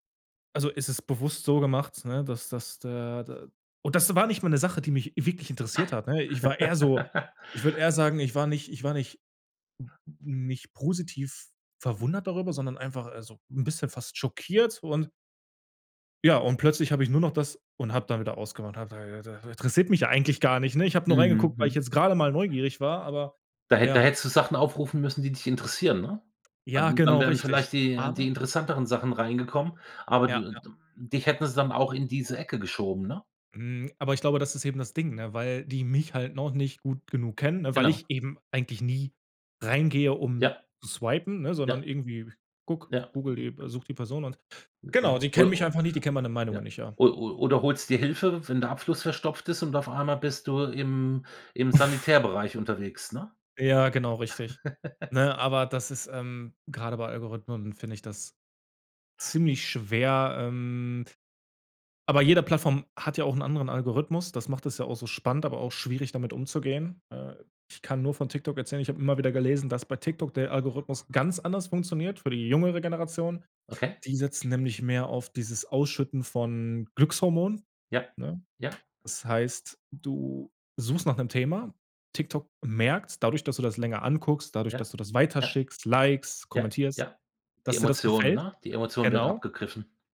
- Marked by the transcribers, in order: giggle; other background noise; unintelligible speech; snort; chuckle
- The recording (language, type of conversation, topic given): German, podcast, Wie können Algorithmen unsere Meinungen beeinflussen?